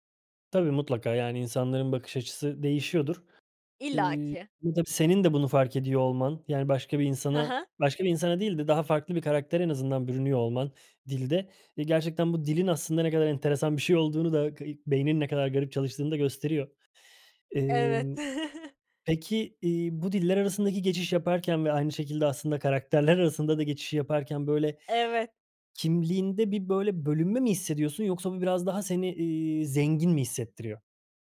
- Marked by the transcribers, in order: chuckle
- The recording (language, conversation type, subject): Turkish, podcast, İki dil arasında geçiş yapmak günlük hayatını nasıl değiştiriyor?